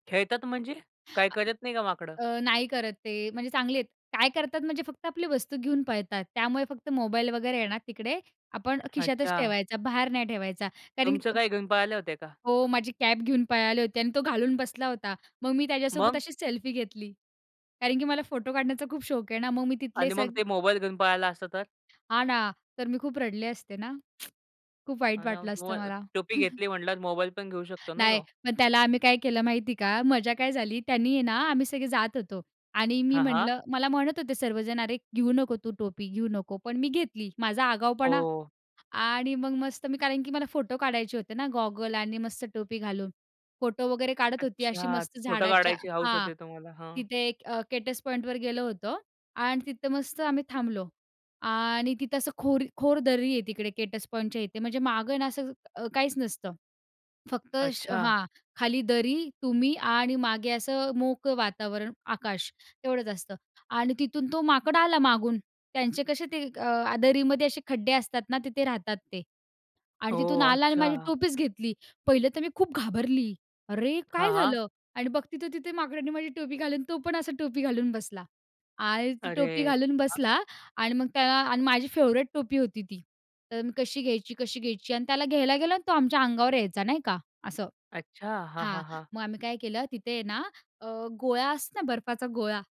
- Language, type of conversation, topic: Marathi, podcast, तुमच्या आवडत्या निसर्गस्थळाबद्दल सांगू शकाल का?
- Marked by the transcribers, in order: other noise; other background noise; tsk; unintelligible speech; chuckle; in English: "फेव्हरेट"